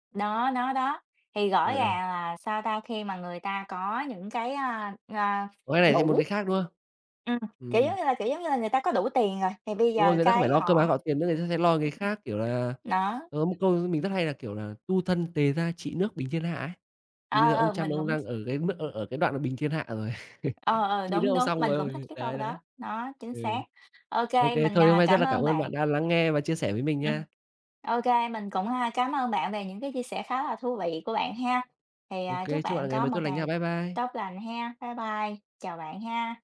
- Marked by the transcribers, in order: horn; laugh
- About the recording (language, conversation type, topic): Vietnamese, unstructured, Bạn có từng cảm thấy ghê tởm khi ai đó từ bỏ ước mơ chỉ vì tiền không?